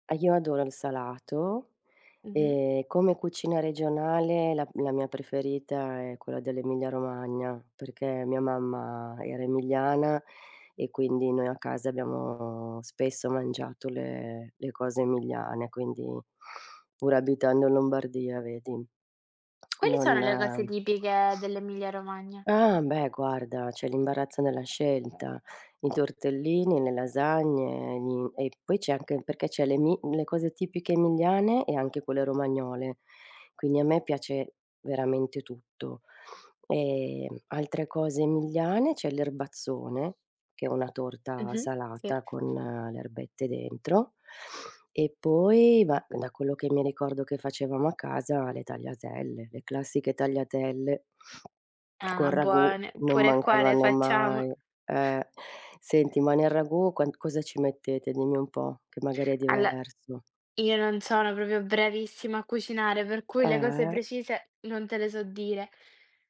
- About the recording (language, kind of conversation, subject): Italian, unstructured, Cosa ne pensi delle cucine regionali italiane?
- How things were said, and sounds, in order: other background noise; chuckle; tapping; "proprio" said as "propio"